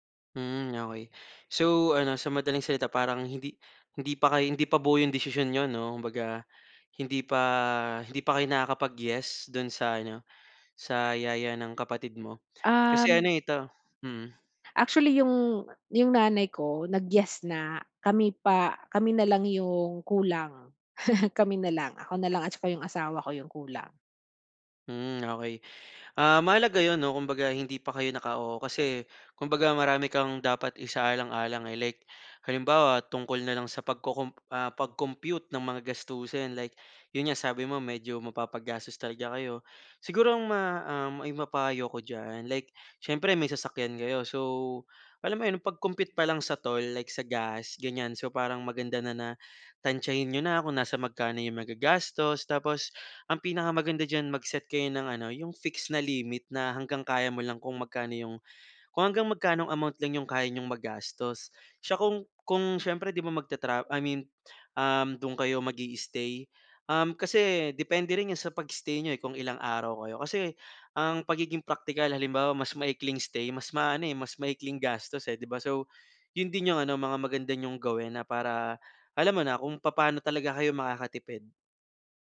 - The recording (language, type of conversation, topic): Filipino, advice, Paano ako makakapagbakasyon at mag-eenjoy kahit maliit lang ang budget ko?
- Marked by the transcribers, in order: chuckle; other background noise